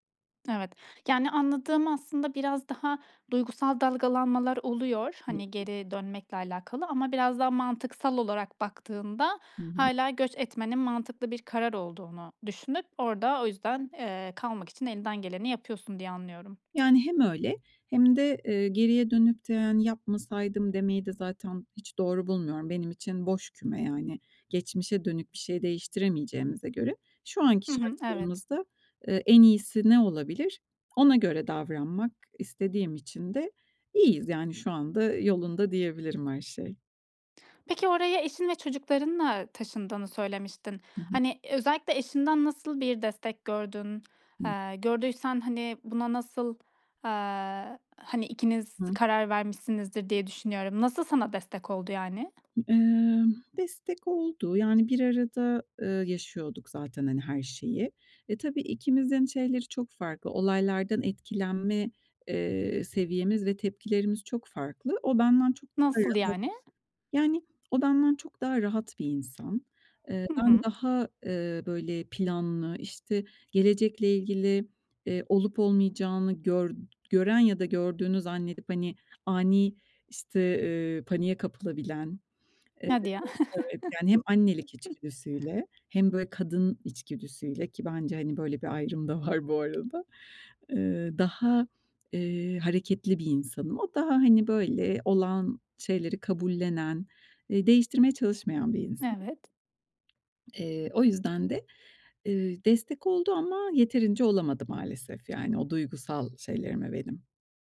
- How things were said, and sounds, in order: other background noise; chuckle
- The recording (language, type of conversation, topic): Turkish, podcast, Değişim için en cesur adımı nasıl attın?